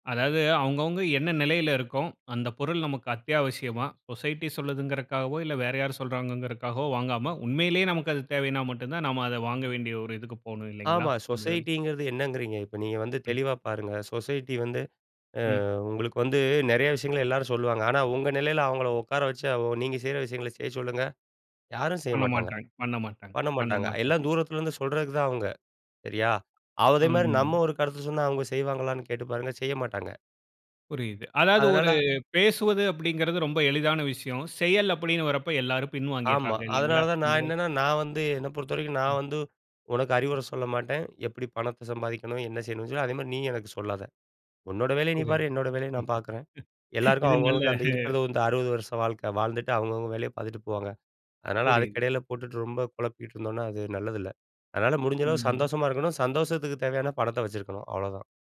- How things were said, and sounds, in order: in English: "சொசைட்டி"; in English: "சொசைட்டிங்கிறது"; in English: "சொசைட்டி"; drawn out: "ம்"; other noise; laugh; laughing while speaking: "இது நல்ல"
- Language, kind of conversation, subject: Tamil, podcast, வெற்றிக்கு பணம் முக்கியமா, சந்தோஷம் முக்கியமா?